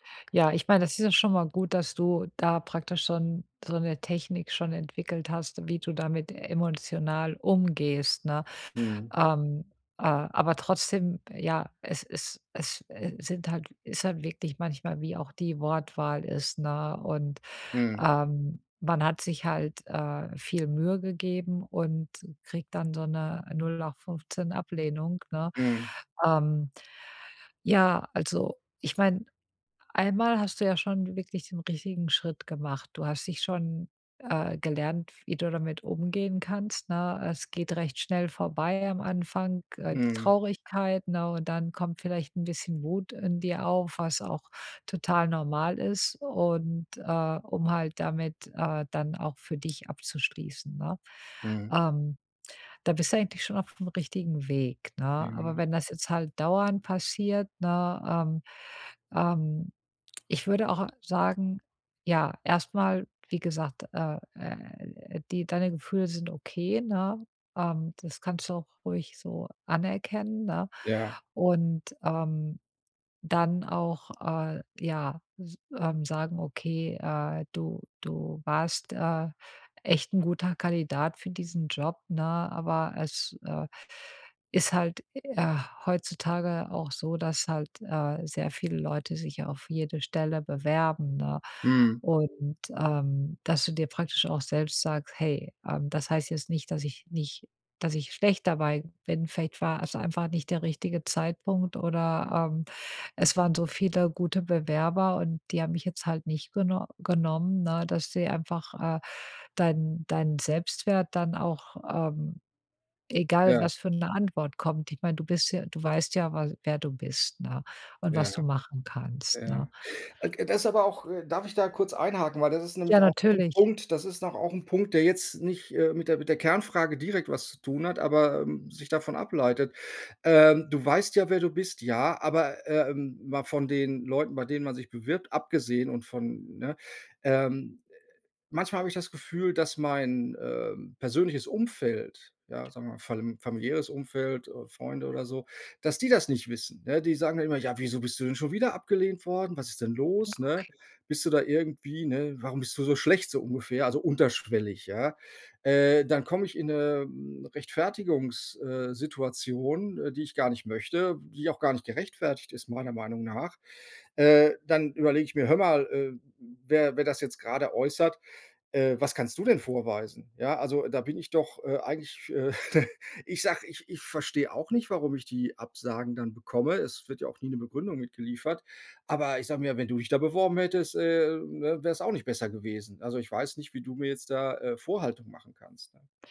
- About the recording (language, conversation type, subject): German, advice, Wie kann ich konstruktiv mit Ablehnung und Zurückweisung umgehen?
- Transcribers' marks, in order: unintelligible speech; laughing while speaking: "äh"